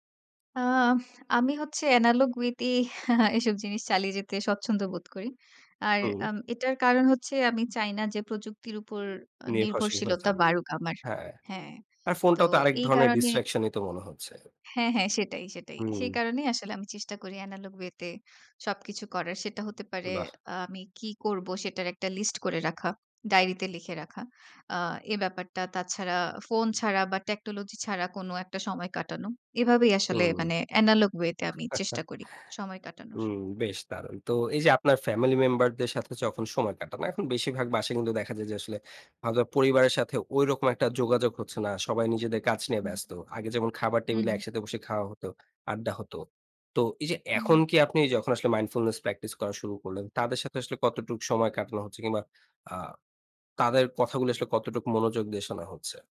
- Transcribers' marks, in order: in English: "analogue way"; chuckle; in English: "distraction"; in English: "analouge way"; chuckle; in English: "analouge way"; in English: "mindfullness practice"
- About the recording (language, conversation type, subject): Bengali, podcast, মাইন্ডফুলনেস জীবনে আনতে প্রথমে কী করা উচিত?